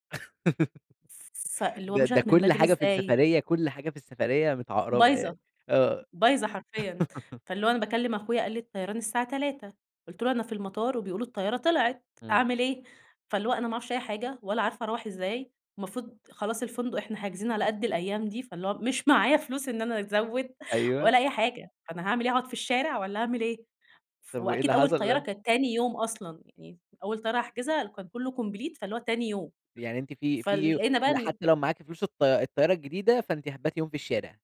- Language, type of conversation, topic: Arabic, podcast, إيه المواقف المضحكة اللي حصلتلك وإنت في رحلة جوه البلد؟
- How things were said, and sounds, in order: laugh; laugh; tapping; in English: "complete"